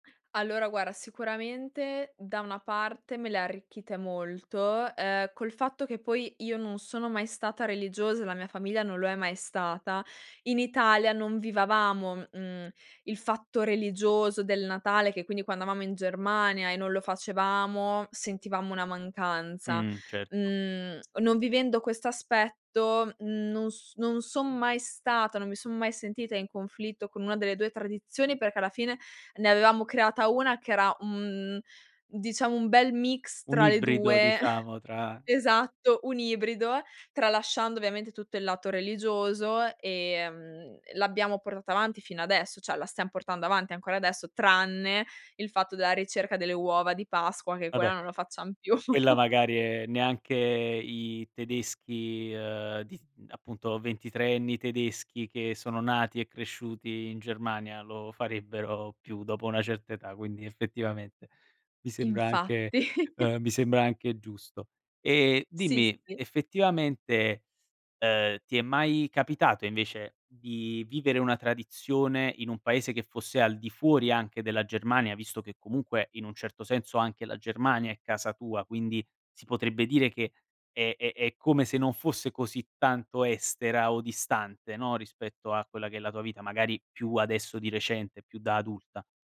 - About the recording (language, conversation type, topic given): Italian, podcast, Hai mai partecipato a una festa tradizionale in un altro paese?
- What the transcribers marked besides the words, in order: "guarda" said as "guara"; "vivevamo" said as "vivavamo"; tapping; chuckle; drawn out: "ehm"; "cioè" said as "ceh"; stressed: "tranne"; chuckle; drawn out: "neanche i tedeschi"; chuckle